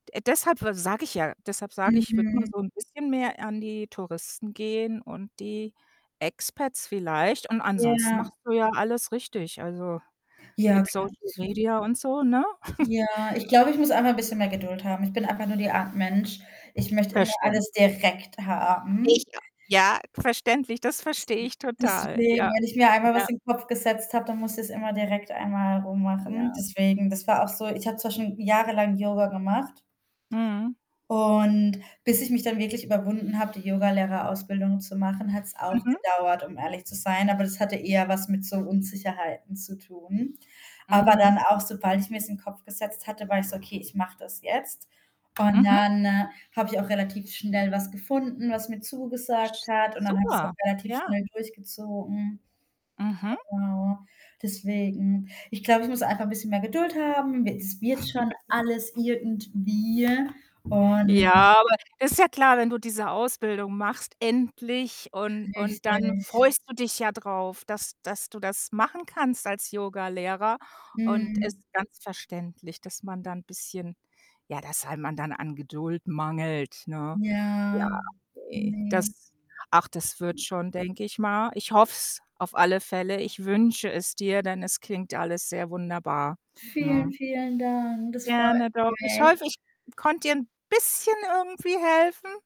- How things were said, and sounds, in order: other background noise; distorted speech; chuckle; tapping; stressed: "direkt"; unintelligible speech; static; chuckle; drawn out: "Ja"; stressed: "bisschen"
- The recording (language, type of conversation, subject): German, advice, Wie gehst du mit deiner Frustration über ausbleibende Kunden und langsames Wachstum um?